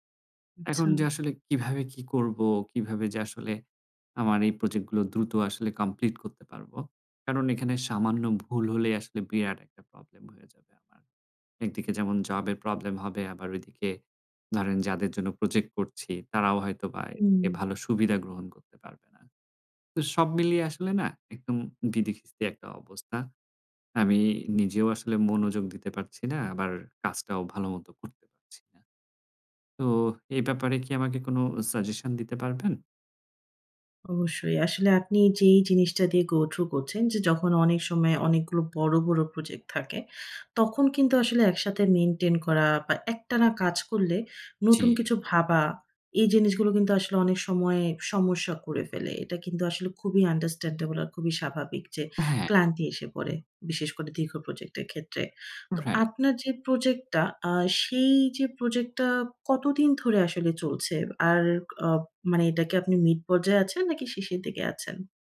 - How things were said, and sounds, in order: in English: "গো থ্রু"; in English: "মেইনটেইন"; in English: "আন্ডারস্ট্যান্ডেবল"; tapping; other animal sound
- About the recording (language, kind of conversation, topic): Bengali, advice, দীর্ঘমেয়াদি প্রকল্পে মনোযোগ ধরে রাখা ক্লান্তিকর লাগছে